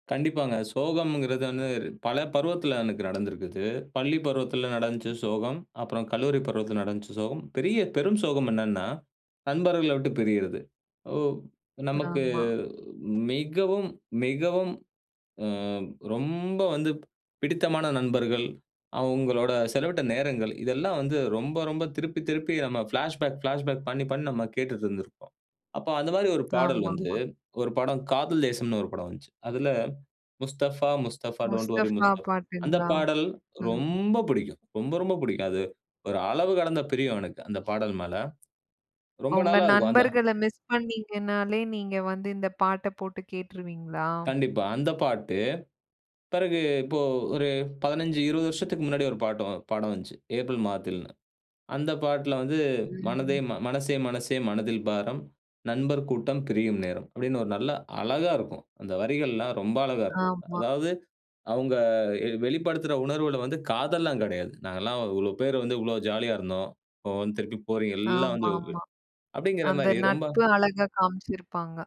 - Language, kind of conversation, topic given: Tamil, podcast, படங்களில் கேட்கும் பாடல்கள் உங்களை எவ்வளவு பாதிக்கின்றன?
- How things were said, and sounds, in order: drawn out: "ரொம்ப"; in English: "பிளாஷ்பேக் பிளாஷ்பேக்"